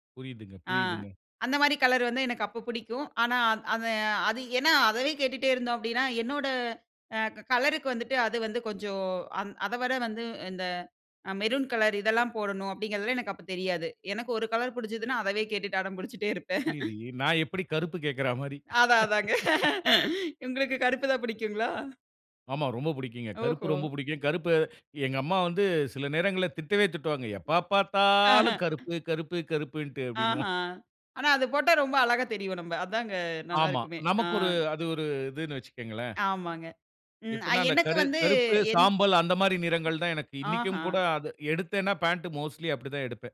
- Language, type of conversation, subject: Tamil, podcast, மக்களுக்கு பிடித்ததென்றால், நீ அதையே அணிவாயா?
- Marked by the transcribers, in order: in English: "கலர்"; in English: "மெரூன்"; chuckle; laugh; chuckle; grunt; snort; in English: "பாண்ட் மோஸ்ட்லி"